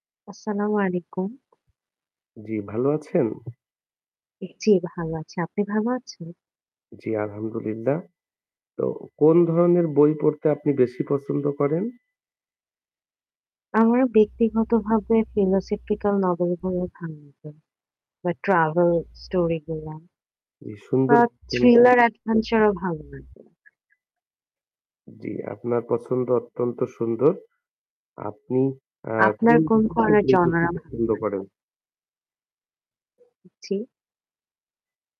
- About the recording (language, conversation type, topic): Bengali, unstructured, আপনি কোন ধরনের বই পড়তে সবচেয়ে বেশি পছন্দ করেন?
- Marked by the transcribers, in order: static; other background noise; in English: "ফিলোসফিক্যাল নভেল"; tapping; distorted speech